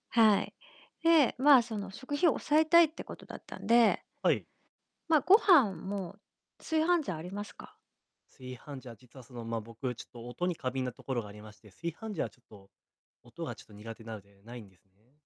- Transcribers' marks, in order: distorted speech; tapping
- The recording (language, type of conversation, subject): Japanese, advice, 食費を抑えつつ、健康的に食べるにはどうすればよいですか？